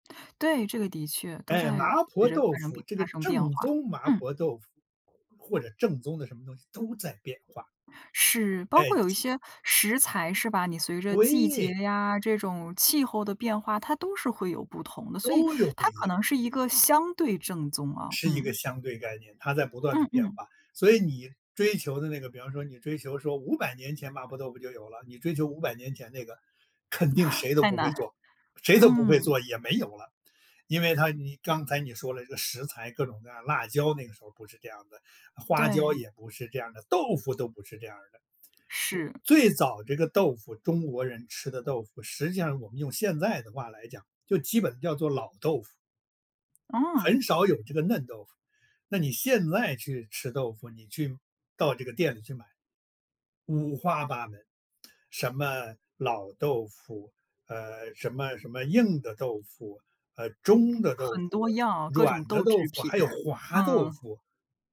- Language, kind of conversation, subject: Chinese, podcast, 你怎么看待“正宗”这回事？
- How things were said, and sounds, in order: chuckle; chuckle